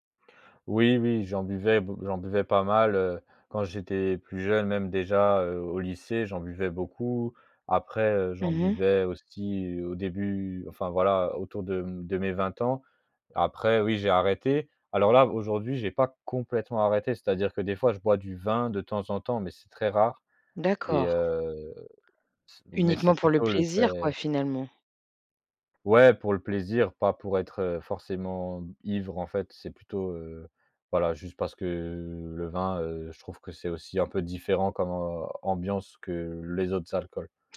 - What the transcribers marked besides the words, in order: none
- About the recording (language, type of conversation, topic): French, advice, Comment gérer la pression à boire ou à faire la fête pour être accepté ?